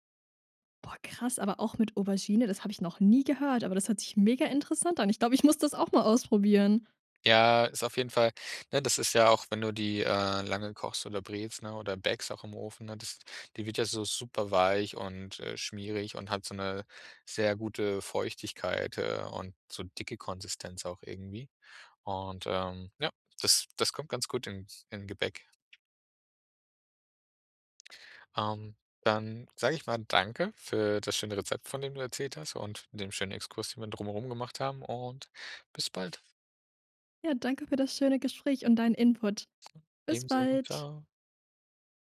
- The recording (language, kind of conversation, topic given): German, podcast, Gibt es ein verlorenes Rezept, das du gerne wiederhättest?
- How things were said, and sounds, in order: joyful: "mega interessant an. Ich glaube, ich muss das auch mal ausprobieren"; other background noise